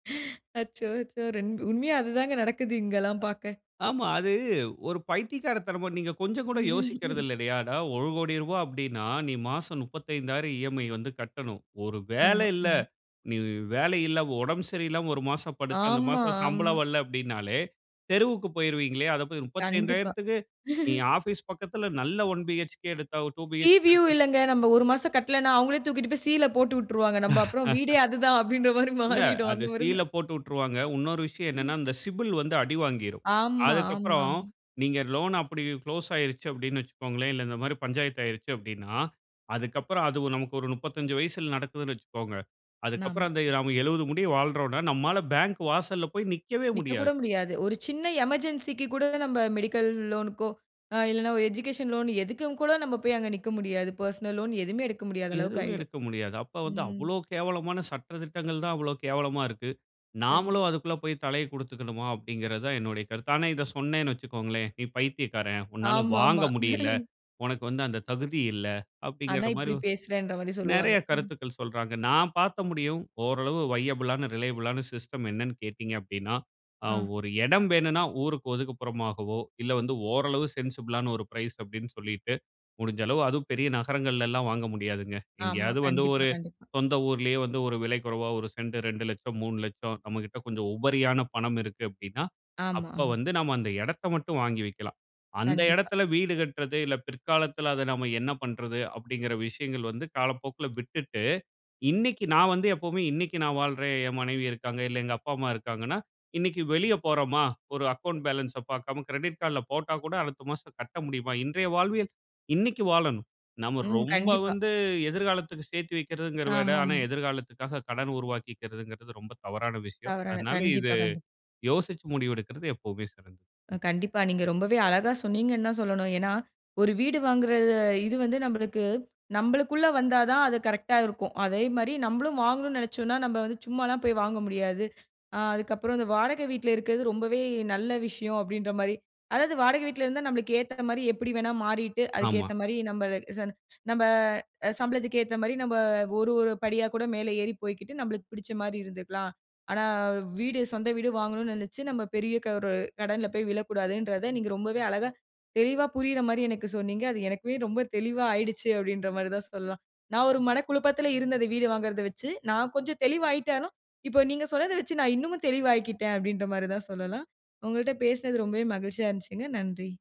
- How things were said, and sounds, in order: tapping; in English: "இஎம்ஐ"; laugh; in English: "பீஹெச்கே"; in English: "பீஹெச்கே"; in English: "சி வியூ"; laugh; laughing while speaking: "அப்டின்ற மாரி மாறிடும். அந்த மாரி தான்"; in English: "சிபில்"; in English: "குளோஸ்"; in English: "எமர்ஜென்சிக்கு"; in English: "மெடிக்கல்"; in English: "எஜிகேஷன்"; in English: "பெர்சனல்"; laugh; in English: "வையபிளான, ரிலையபிளான சிஸ்டம்"; in English: "சென்சிபிளான"; in English: "பிரைஸ்"; in English: "அக்கவுண்ட் பேலன்ஸ்"; in English: "கிரெடிட் கார்டுல"
- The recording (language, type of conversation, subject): Tamil, podcast, வீடு வாங்குவது நல்லதா, இல்லையா வாடகையில் இருப்பதே சிறந்ததா என்று நீங்கள் எப்படிச் தீர்மானிப்பீர்கள்?